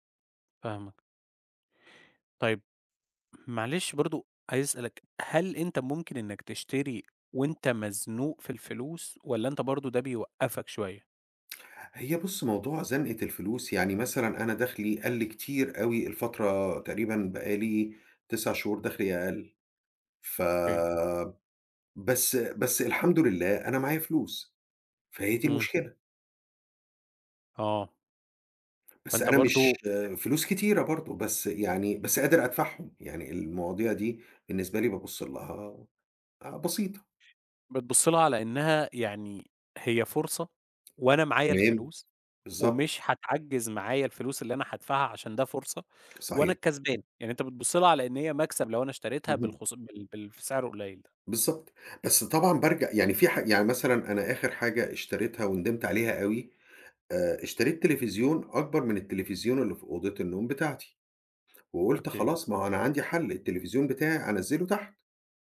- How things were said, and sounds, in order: unintelligible speech; tapping
- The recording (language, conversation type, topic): Arabic, advice, إزاي الشراء الاندفاعي أونلاين بيخلّيك تندم ويدخّلك في مشاكل مالية؟